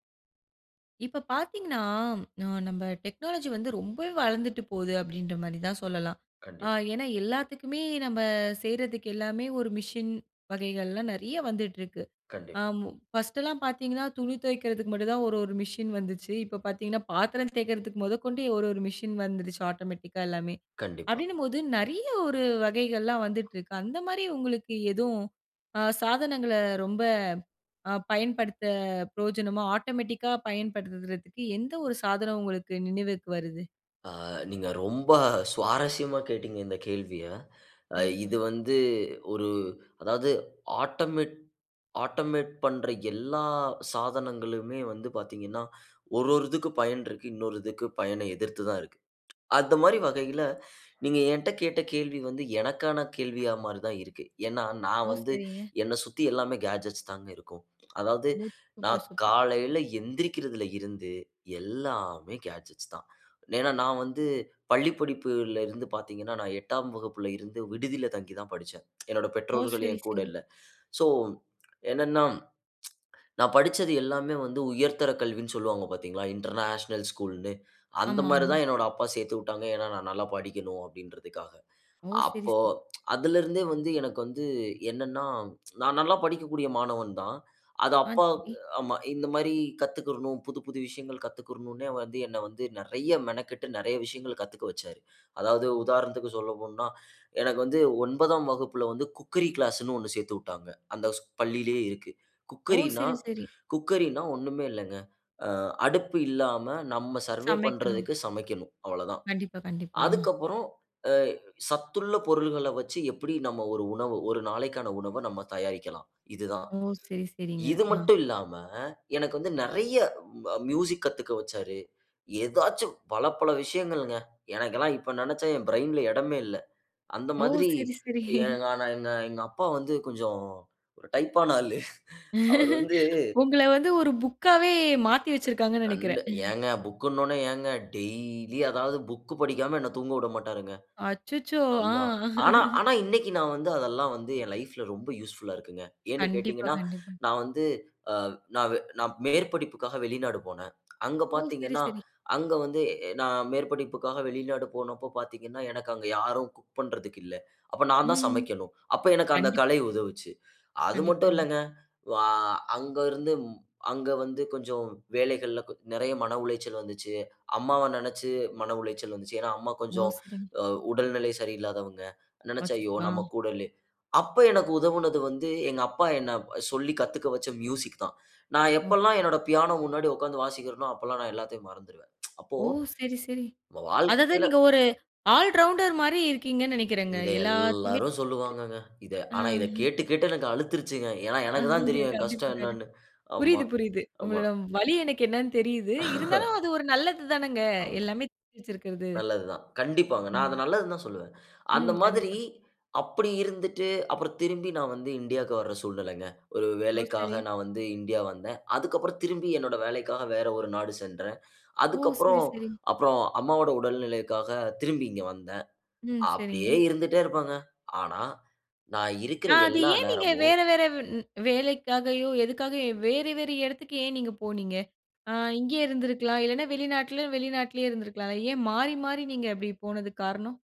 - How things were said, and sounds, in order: in English: "ஆட்டோமேட்டிக்கா"; tapping; in English: "ஆட்டோமேட்டிக்கா"; in English: "ஆட்டமெட் ஆட்டோமேட்"; in English: "கேட்ஜெட்ஸ்"; in English: "கேட்ஜெட்ஸ்"; in English: "இன்டர்நேஷனல்"; in English: "குக்கரி"; in English: "குக்கரின்னா, குக்கரின்னா"; chuckle; laughing while speaking: "டைப்பான ஆளு"; laugh; laugh; laugh; laugh
- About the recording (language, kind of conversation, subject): Tamil, podcast, பணிகளை தானியங்கியாக்க எந்த சாதனங்கள் அதிகமாக பயனுள்ளதாக இருக்கின்றன என்று நீங்கள் நினைக்கிறீர்கள்?